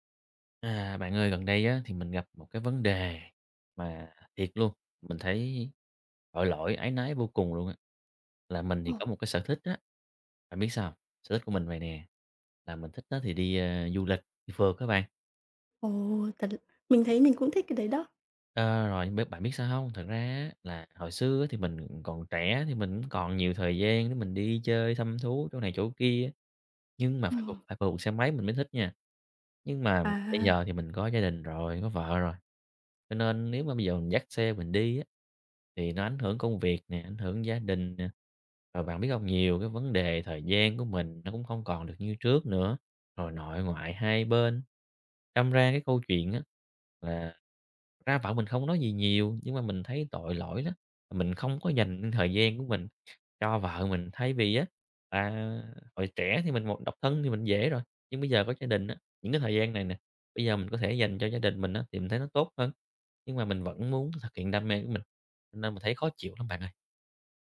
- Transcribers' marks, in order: other background noise; tapping
- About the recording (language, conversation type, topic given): Vietnamese, advice, Làm sao để dành thời gian cho sở thích mà không cảm thấy có lỗi?